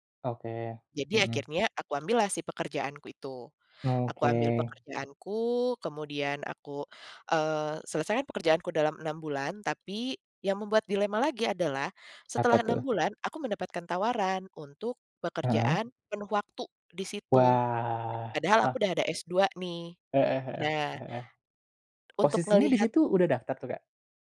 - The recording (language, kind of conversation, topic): Indonesian, podcast, Bagaimana kamu memutuskan untuk melanjutkan sekolah atau langsung bekerja?
- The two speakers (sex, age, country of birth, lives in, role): female, 30-34, Indonesia, Indonesia, guest; male, 25-29, Indonesia, Indonesia, host
- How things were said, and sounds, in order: none